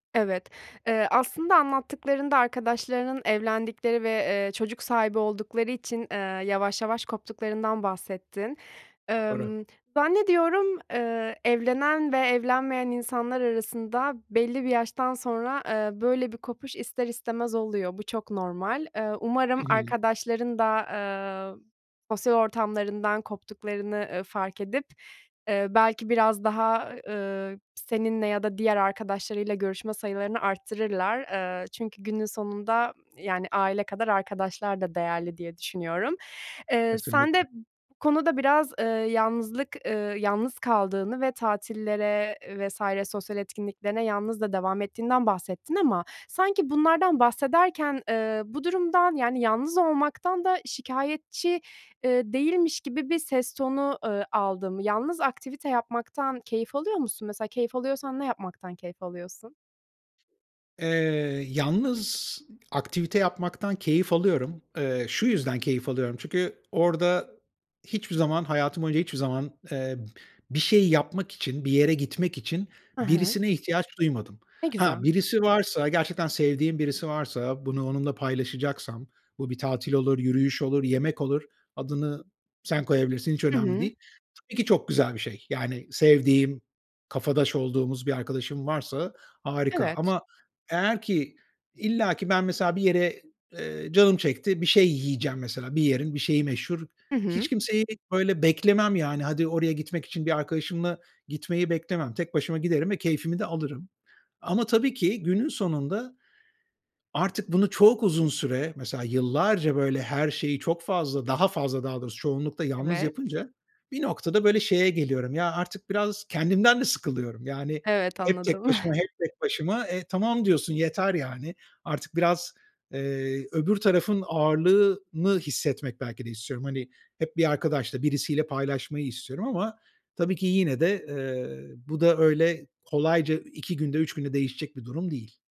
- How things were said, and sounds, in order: other background noise; tapping; chuckle
- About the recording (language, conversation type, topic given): Turkish, advice, Sosyal hayat ile yalnızlık arasında denge kurmakta neden zorlanıyorum?